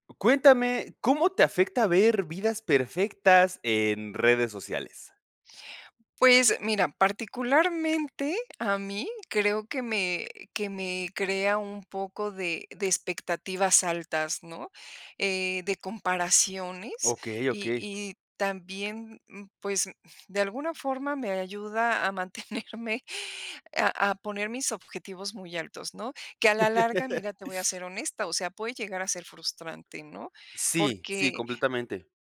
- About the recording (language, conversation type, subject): Spanish, podcast, ¿Cómo te afecta ver vidas aparentemente perfectas en las redes sociales?
- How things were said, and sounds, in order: laughing while speaking: "mantenerme"; laugh